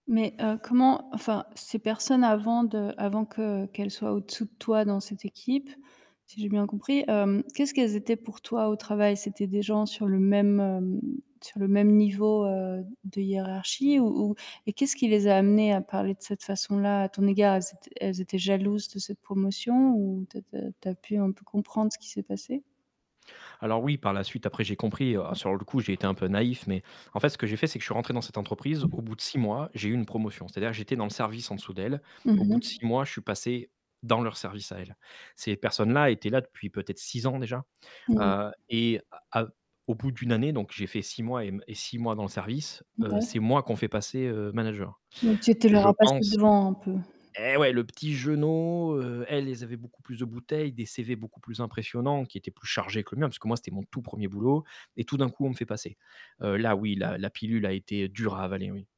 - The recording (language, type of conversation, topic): French, podcast, Comment gères-tu les disputes entre les membres de ta famille ?
- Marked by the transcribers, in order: static; tapping; distorted speech; stressed: "dans"